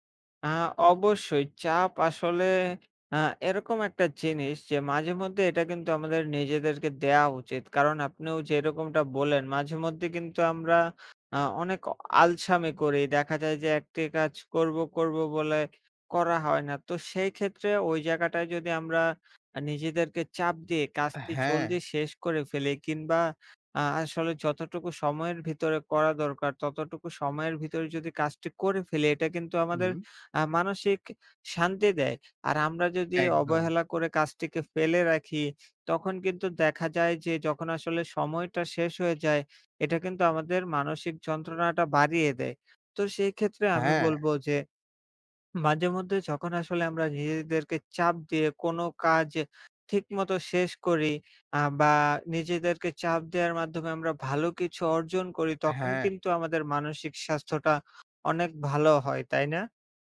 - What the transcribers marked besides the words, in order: swallow
- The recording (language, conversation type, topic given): Bengali, unstructured, নিজের ওপর চাপ দেওয়া কখন উপকার করে, আর কখন ক্ষতি করে?